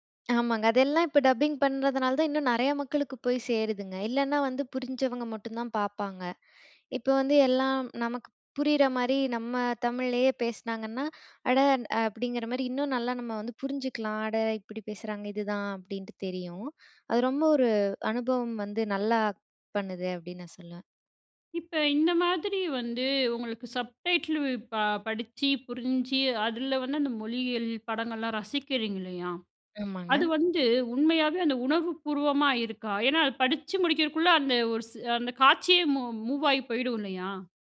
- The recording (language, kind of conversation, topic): Tamil, podcast, சப்டைட்டில்கள் அல்லது டப்பிங் காரணமாக நீங்கள் வேறு மொழிப் படங்களை கண்டுபிடித்து ரசித்திருந்தீர்களா?
- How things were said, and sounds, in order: in English: "டப்பிங்"; other background noise; in English: "சப்டைட்டில்லு"